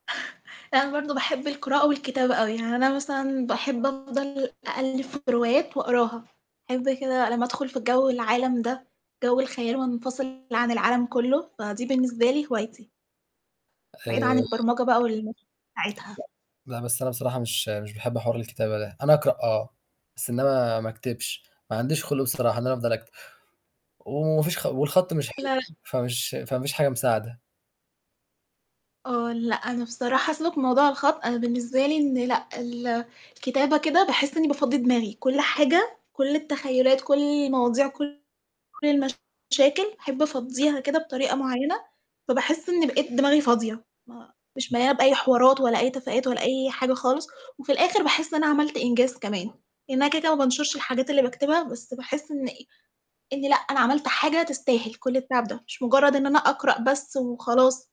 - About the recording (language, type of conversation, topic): Arabic, unstructured, إيه هي هوايتك المفضلة وليه بتحبها؟
- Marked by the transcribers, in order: static; chuckle; distorted speech; mechanical hum; other background noise; unintelligible speech; tapping